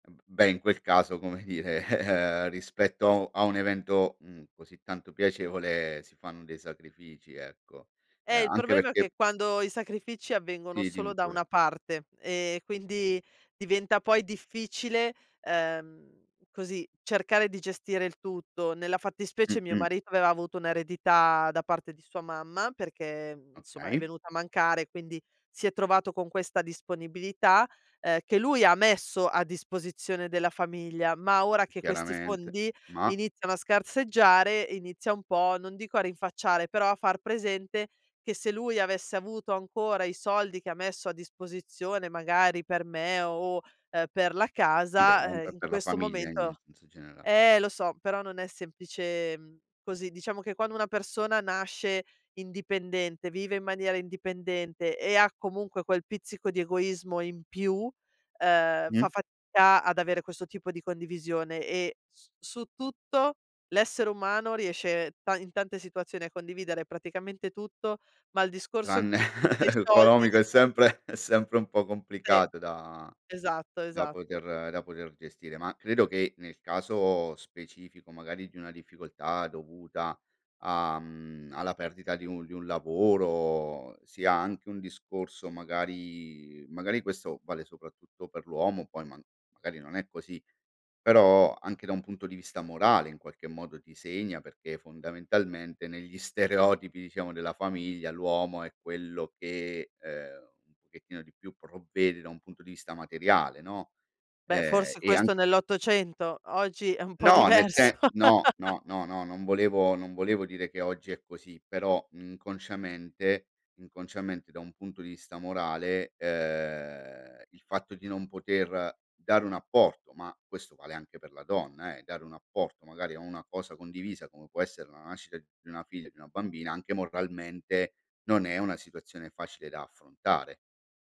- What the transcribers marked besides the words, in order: chuckle; "insomma" said as "nsomma"; "fatica" said as "fatca"; chuckle; laughing while speaking: "economico è sempre"; unintelligible speech; laugh
- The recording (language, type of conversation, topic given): Italian, podcast, Come si può parlare di soldi in famiglia senza creare tensioni?